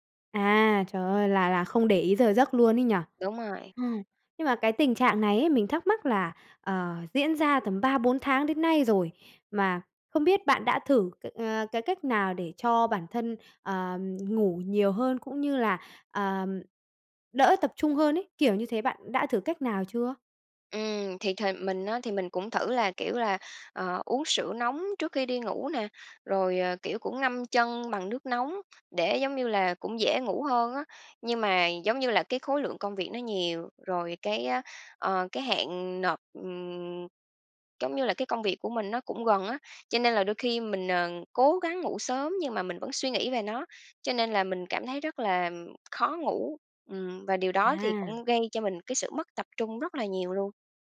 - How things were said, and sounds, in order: tapping
- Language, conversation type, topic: Vietnamese, advice, Làm thế nào để giảm tình trạng mất tập trung do thiếu ngủ?